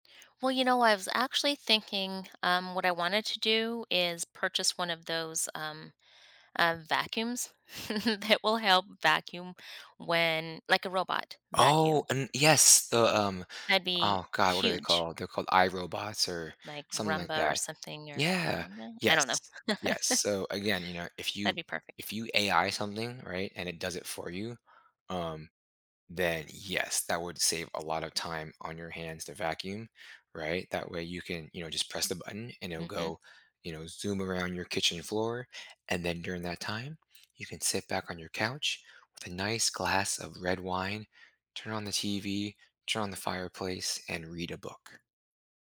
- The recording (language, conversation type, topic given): English, advice, What challenges do you face in balancing work and your personal life?
- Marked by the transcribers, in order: other background noise; laughing while speaking: "that will help"; chuckle; tapping